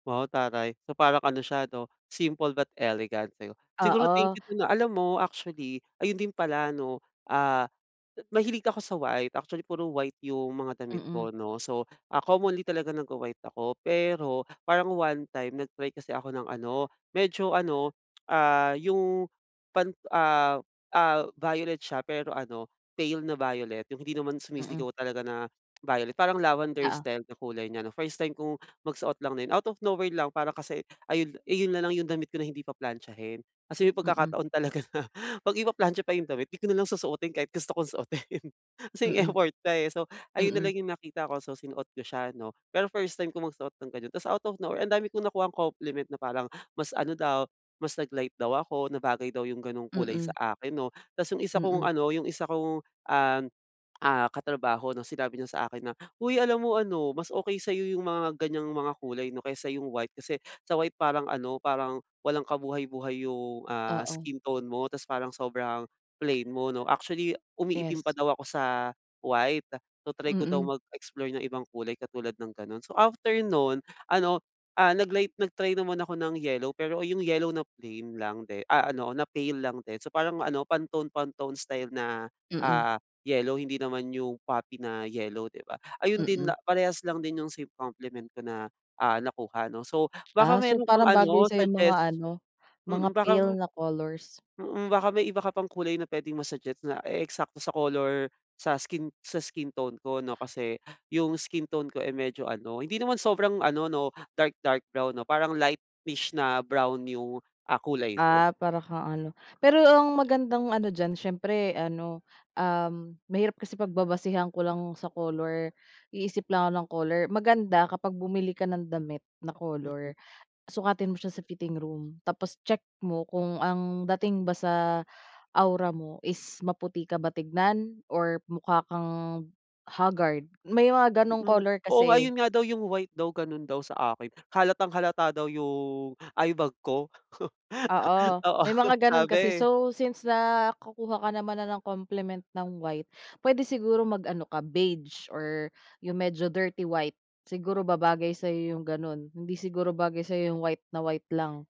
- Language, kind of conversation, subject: Filipino, advice, Paano ako pipili ng tamang damit na babagay sa akin?
- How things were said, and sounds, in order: in English: "simple but elegant"; other background noise; tapping; in English: "out of nowhere"; laughing while speaking: "talaga na"; laughing while speaking: "suotin. Kasi yung effort pa eh"; in English: "out of no-where"; in English: "compliment"; laugh; laughing while speaking: "Oo"